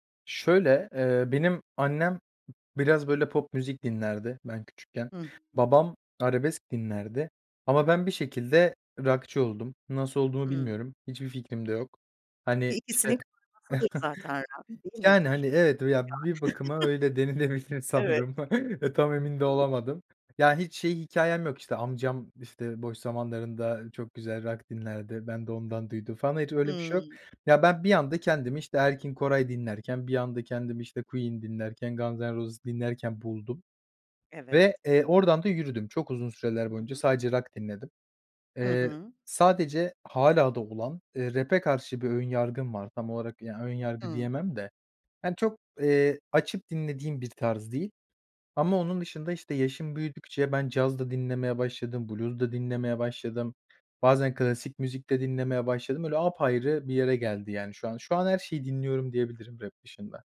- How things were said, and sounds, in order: tapping; other background noise; chuckle; laughing while speaking: "denilebilir sanırım"; unintelligible speech; laughing while speaking: "Yani"; chuckle
- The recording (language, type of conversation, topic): Turkish, podcast, Müzikle bağın nasıl başladı, anlatır mısın?